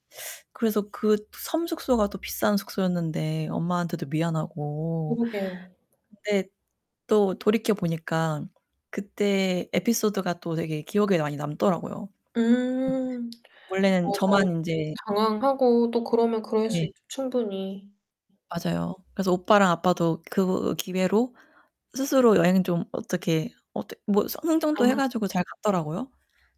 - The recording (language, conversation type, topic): Korean, unstructured, 여행 중에 예상치 못한 문제가 생기면 어떻게 대처하시나요?
- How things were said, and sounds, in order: static; other background noise; distorted speech; other noise